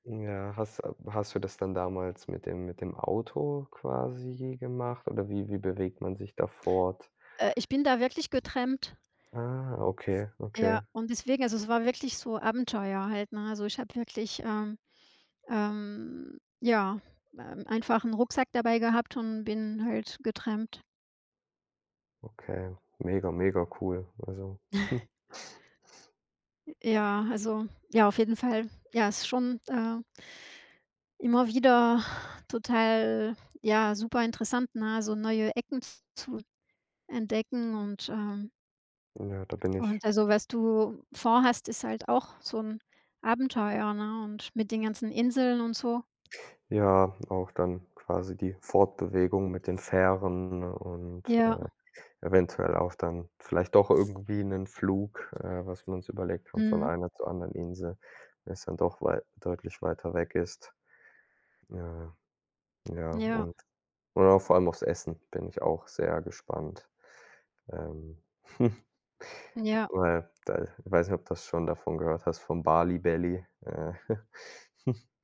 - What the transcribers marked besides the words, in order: other background noise; snort; tapping; snort; snort
- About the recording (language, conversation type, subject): German, unstructured, Welche Länder möchtest du in Zukunft besuchen?
- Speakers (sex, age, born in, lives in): female, 50-54, France, Sweden; male, 25-29, Germany, Germany